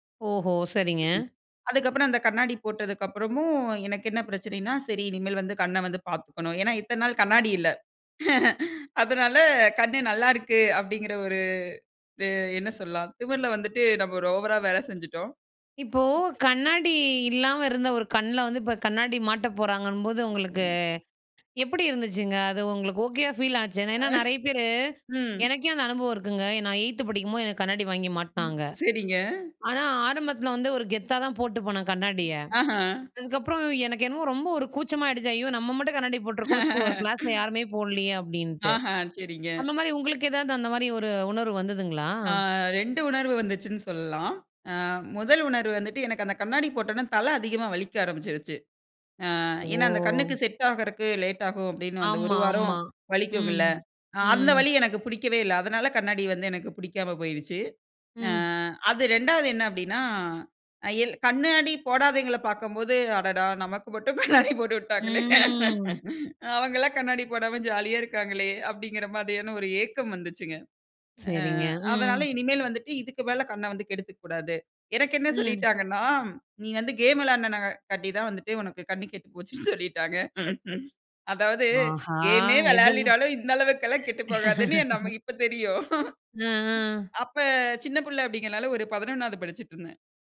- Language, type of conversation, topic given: Tamil, podcast, நீங்கள் தினசரி திரை நேரத்தை எப்படிக் கட்டுப்படுத்திக் கொள்கிறீர்கள்?
- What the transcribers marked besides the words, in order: chuckle; other background noise; chuckle; "வலிக்கும்ல" said as "வலிக்கும்குல்ல"; laughing while speaking: "கண்ணாடி போட்டு விட்டாங்களே"; drawn out: "ம்"; "விளையாடினனால" said as "விளையாடின காட்டி"; chuckle; laugh; chuckle; "அப்டிங்கறதுனால" said as "அப்டிங்கனால"